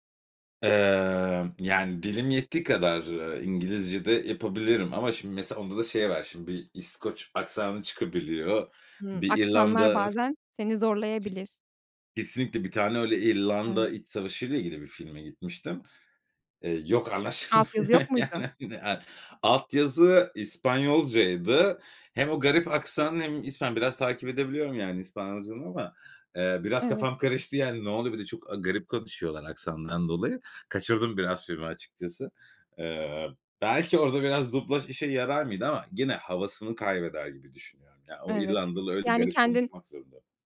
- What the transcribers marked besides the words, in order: drawn out: "Emm"; other background noise; laughing while speaking: "anlaşılmıyor, yani, hani"
- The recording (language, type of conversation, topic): Turkish, podcast, Dublaj mı yoksa altyazı mı tercih ediyorsun, neden?